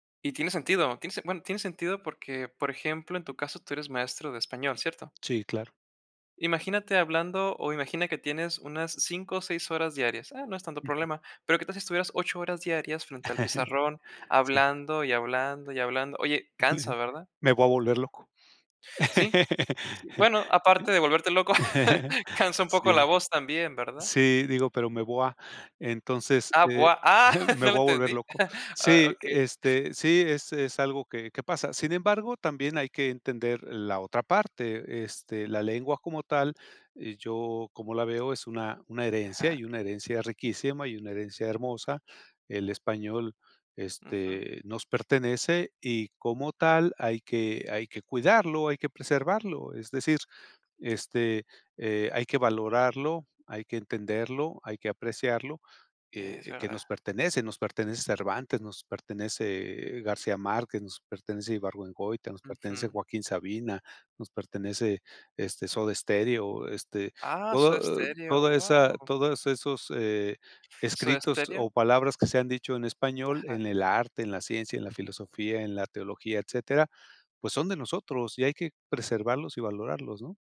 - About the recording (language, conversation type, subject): Spanish, podcast, ¿Cómo haces para que los jóvenes no olviden su lengua materna?
- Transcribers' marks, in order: chuckle; chuckle; "voy a" said as "voa"; laugh; "voy a" said as "voa"; chuckle; "voy a" said as "voa"; chuckle; laugh; chuckle; other background noise